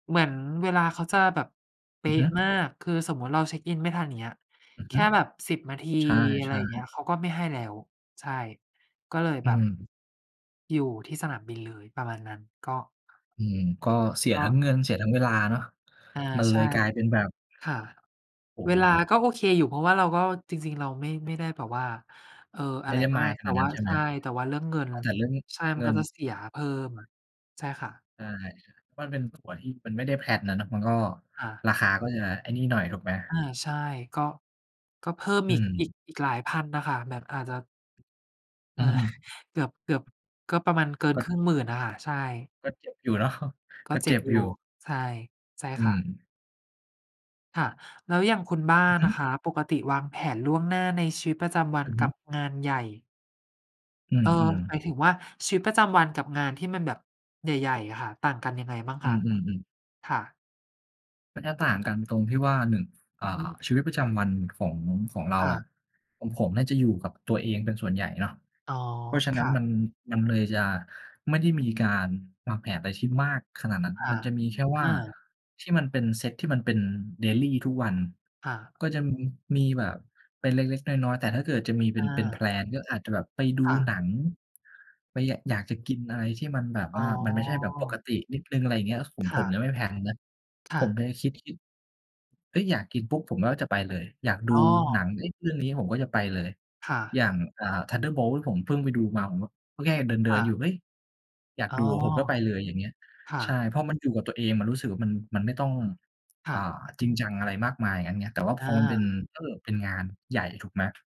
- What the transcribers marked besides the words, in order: other background noise; in English: "mind"; in English: "แพลน"; sigh; in English: "daily"; in English: "แพลน"; tapping; in English: "แพลน"
- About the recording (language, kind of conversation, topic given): Thai, unstructured, ประโยชน์ของการวางแผนล่วงหน้าในแต่ละวัน